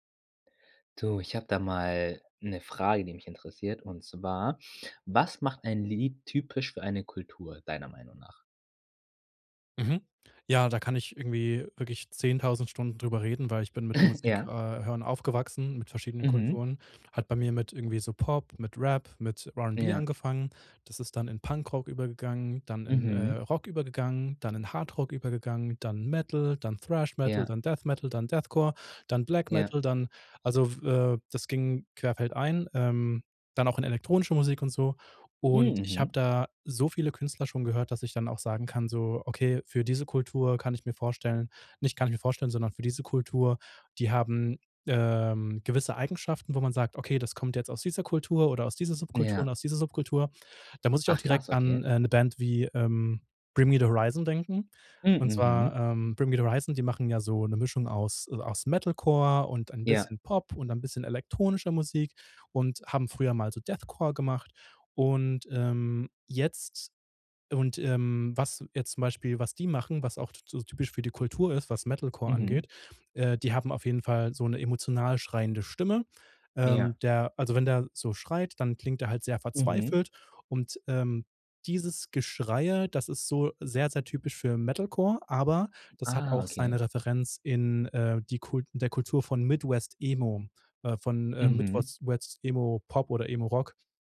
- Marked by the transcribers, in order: laugh; surprised: "Hm"
- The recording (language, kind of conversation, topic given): German, podcast, Was macht ein Lied typisch für eine Kultur?